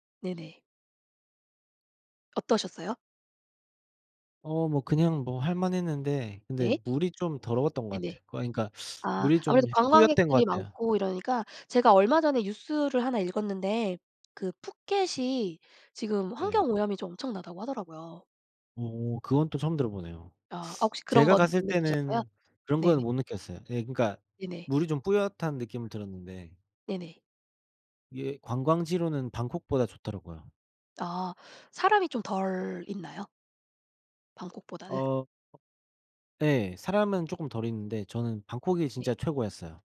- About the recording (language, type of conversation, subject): Korean, unstructured, 취미를 꾸준히 이어가는 비결이 무엇인가요?
- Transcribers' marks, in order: tapping; other background noise; "뿌옜던" said as "뿌였댄"